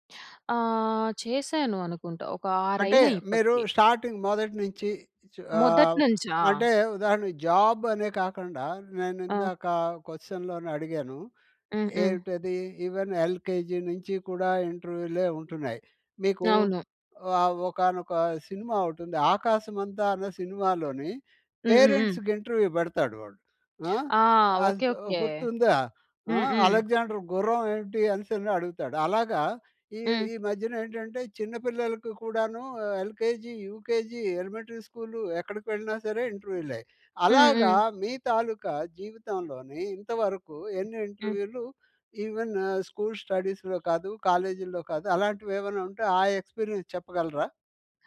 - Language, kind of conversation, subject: Telugu, podcast, ఇంటర్వ్యూకి ముందు మీరు ఎలా సిద్ధమవుతారు?
- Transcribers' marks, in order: in English: "స్టార్టింగ్"; in English: "జాబ్"; in English: "క్వశ్చన్‌లోని"; in English: "ఈవెన్ ఎల్‍కేజీ"; in English: "పేరెంట్స్‌కి ఇంటర్వ్యూ"; in English: "ఎల్‍కేజీ, యూకేజీ, ఎలిమెంటరీ"; in English: "ఈవెను"; tapping; in English: "స్టడీస్‌లో"; in English: "ఎక్స్‌పీరియన్స్"